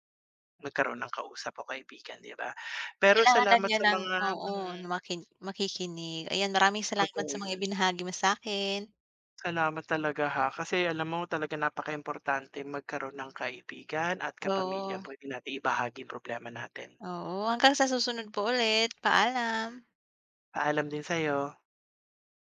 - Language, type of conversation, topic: Filipino, unstructured, Paano mo hinaharap ang takot at stress sa araw-araw?
- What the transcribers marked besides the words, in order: other background noise; tapping